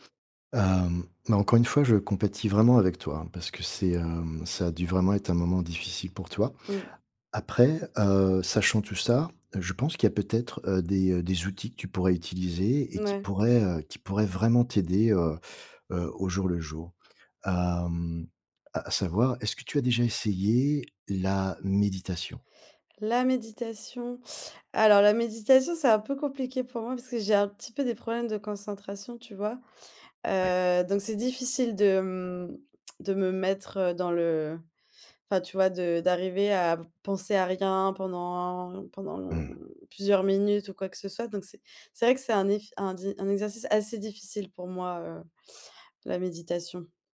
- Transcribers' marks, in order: tongue click; drawn out: "pendant"
- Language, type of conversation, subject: French, advice, Comment décrire des crises de panique ou une forte anxiété sans déclencheur clair ?